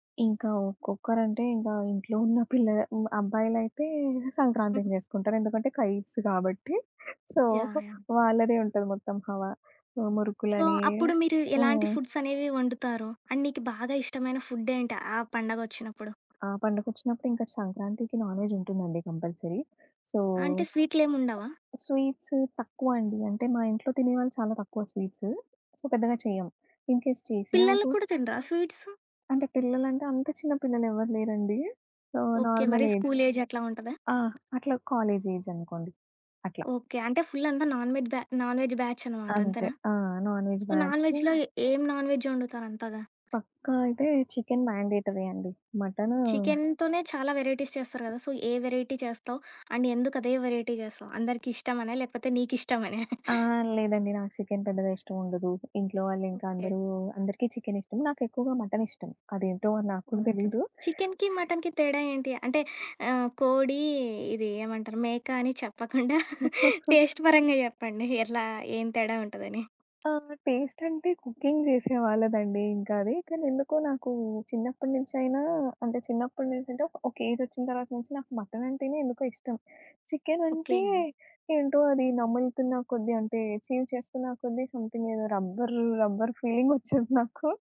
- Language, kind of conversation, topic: Telugu, podcast, ఏ పండుగ వంటకాలు మీకు ప్రత్యేకంగా ఉంటాయి?
- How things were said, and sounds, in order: in English: "కైట్స్"; in English: "సో"; in English: "సో"; in English: "ఫుడ్స్"; in English: "అండ్"; in English: "ఫుడ్"; other background noise; in English: "నాన్‍వెజ్"; in English: "కంపల్సరీ. సో"; in English: "సో"; in English: "ఇన్‍కేస్"; in English: "నార్మల్ ఏజ్"; in English: "స్కూల్ ఏజ్"; in English: "కాలేజ్ ఏజ్"; in English: "ఫుల్"; in English: "నాన్‍వెజ్"; in English: "నాన్ వెజ్ బ్యాచ్"; in English: "నాన్‍వెజ్"; in English: "సో, నాన్‍వెజ్‍లో"; in English: "నాన్‍వెజ్"; in English: "మ్యాండేటరీ"; in English: "వెరైటీస్"; in English: "సో"; in English: "వెరైటీ"; in English: "అండ్"; in English: "వెరైటీ"; chuckle; chuckle; in English: "టేస్ట్"; in English: "టేస్ట్"; in English: "కుకింగ్"; in English: "ఏజ్"; in English: "చీవ్"; in English: "సమ్‌థింగ్"; in English: "రబ్బర్ రబ్బర్ ఫీలింగ్"; laughing while speaking: "ఒచ్చేది నాకు"